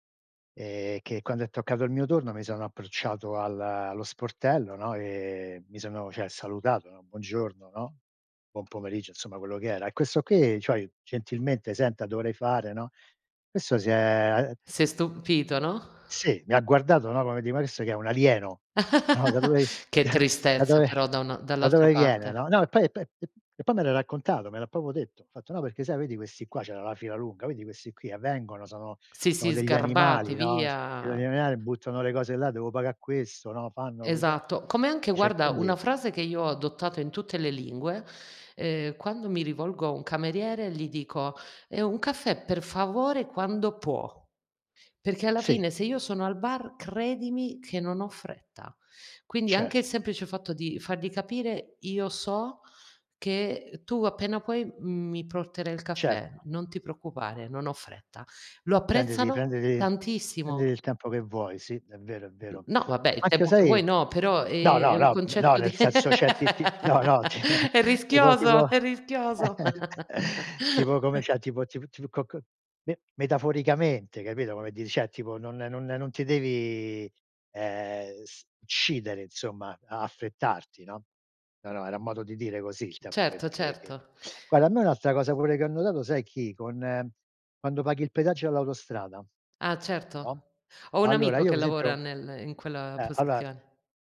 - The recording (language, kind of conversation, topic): Italian, unstructured, Qual è un piccolo gesto che ti rende felice?
- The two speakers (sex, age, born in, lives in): female, 40-44, Italy, Italy; male, 60-64, Italy, United States
- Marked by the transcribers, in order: "cioè" said as "ceh"; "cioè" said as "cioèi"; laugh; tapping; chuckle; "proprio" said as "propo"; drawn out: "via"; "Sono degli animali" said as "soneliamli"; "Cioè" said as "ceh"; stressed: "credimi"; "porterai" said as "proterai"; "Cioè" said as "ceh"; "devi" said as "didi"; "cioè" said as "ceh"; chuckle; laugh; joyful: "è rischioso, è rischioso"; "cioè" said as "ceh"; laugh; "cioè" said as "ceh"; "uccidere" said as "cidere"; other background noise; "per esempio" said as "p'esempio"